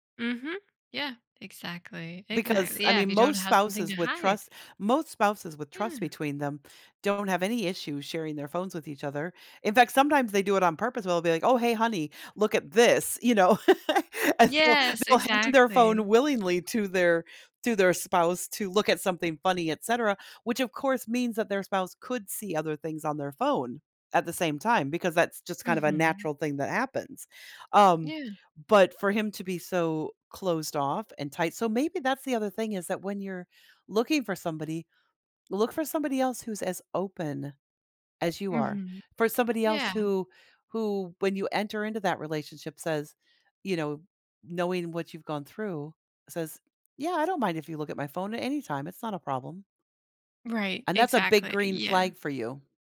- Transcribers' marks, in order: laugh; laughing while speaking: "And so"
- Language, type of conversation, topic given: English, advice, How can I get my partner to listen when they dismiss my feelings?
- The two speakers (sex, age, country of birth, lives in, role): female, 30-34, United States, United States, user; female, 55-59, United States, United States, advisor